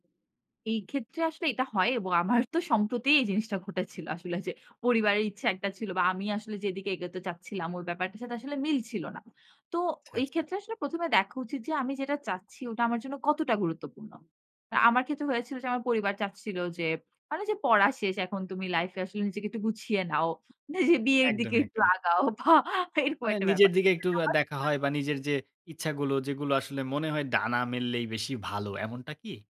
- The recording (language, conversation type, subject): Bengali, podcast, পরিবারের প্রত্যাশা আর নিজের ইচ্ছার মধ্যে ভারসাম্য তুমি কীভাবে সামলাও?
- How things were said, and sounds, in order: laughing while speaking: "আমারও তো"; stressed: "মিলছিল"; laughing while speaking: "নিজে বিয়ের দিকে একটু আগাও বা এরকম একটা ব্যাপার"; unintelligible speech